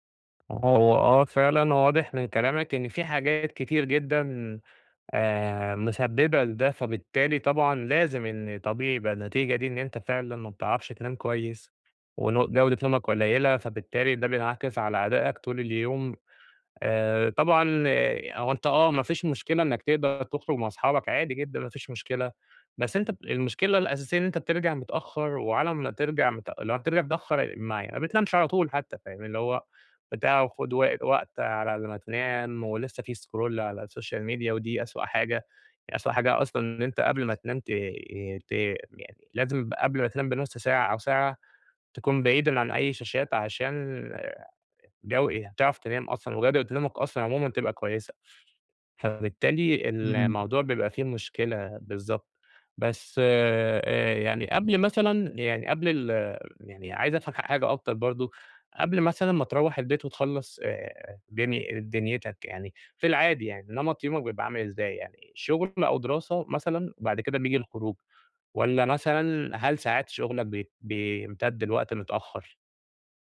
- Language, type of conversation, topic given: Arabic, advice, صعوبة الالتزام بوقت نوم ثابت
- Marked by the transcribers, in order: in English: "scroll"; in English: "social media"